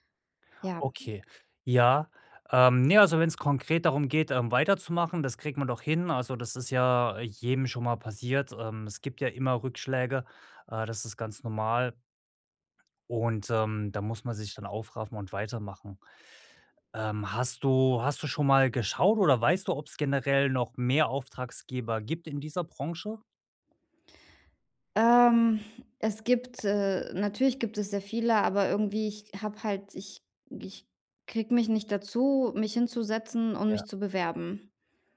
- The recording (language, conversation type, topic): German, advice, Wie kann ich nach Rückschlägen schneller wieder aufstehen und weitermachen?
- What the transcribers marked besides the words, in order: "Auftraggeber" said as "Auftragsgeber"; other background noise